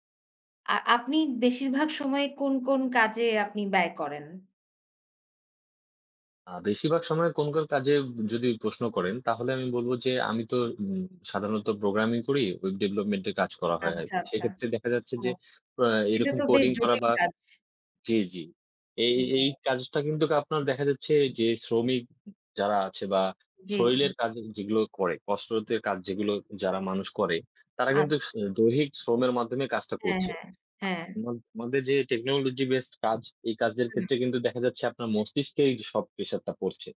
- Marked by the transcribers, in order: tapping; other background noise
- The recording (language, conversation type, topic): Bengali, unstructured, আপনি কীভাবে নিজের সময় ভালোভাবে পরিচালনা করেন?